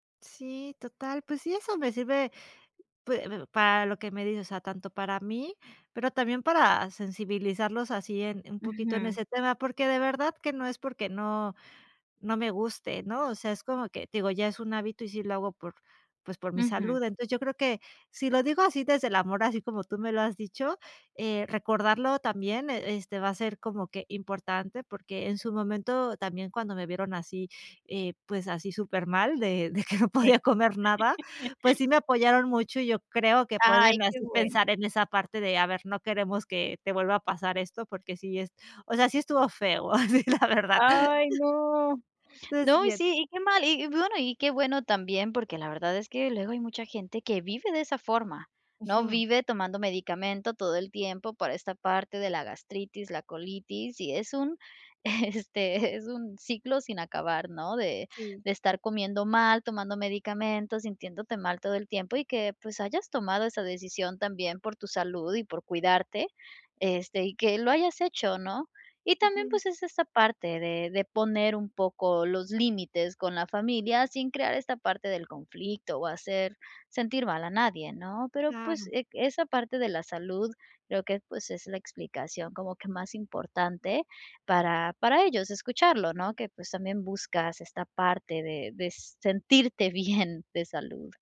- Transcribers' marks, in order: laughing while speaking: "de que no podía"; laughing while speaking: "así, la verdad"; unintelligible speech; laughing while speaking: "este es un"; laughing while speaking: "bien"
- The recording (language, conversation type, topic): Spanish, advice, ¿Cómo puedo manejar la presión social cuando como fuera?
- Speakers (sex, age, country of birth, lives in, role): female, 40-44, Mexico, Mexico, advisor; female, 40-44, Mexico, Spain, user